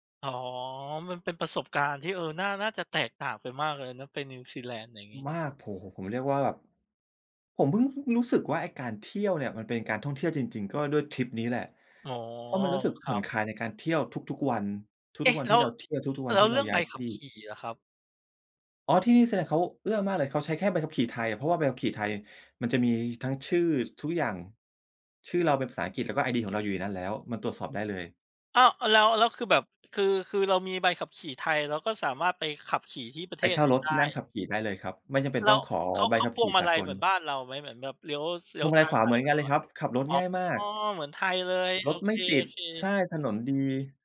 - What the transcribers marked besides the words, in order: tapping
- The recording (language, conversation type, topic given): Thai, podcast, คุณช่วยเล่าเรื่องการเดินทางที่เปลี่ยนชีวิตของคุณให้ฟังหน่อยได้ไหม?